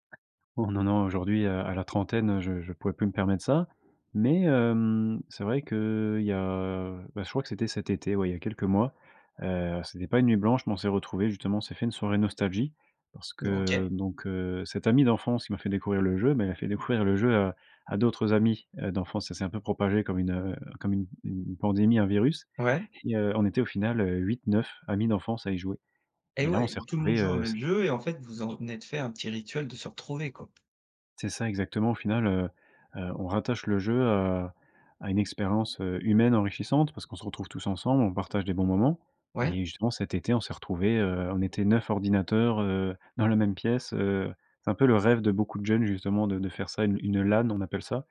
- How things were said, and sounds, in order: none
- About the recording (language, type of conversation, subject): French, podcast, Quelle expérience de jeu vidéo de ton enfance te rend le plus nostalgique ?